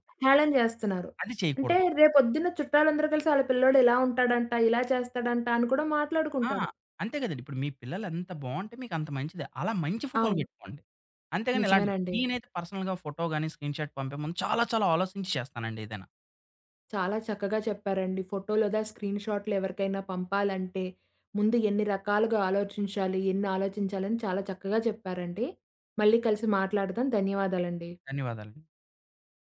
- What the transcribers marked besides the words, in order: other background noise; in English: "పర్సనల్‌గా"; in English: "స్క్రీన్‌షార్ట్"
- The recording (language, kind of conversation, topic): Telugu, podcast, నిన్నో ఫొటో లేదా స్క్రీన్‌షాట్ పంపేముందు ఆలోచిస్తావా?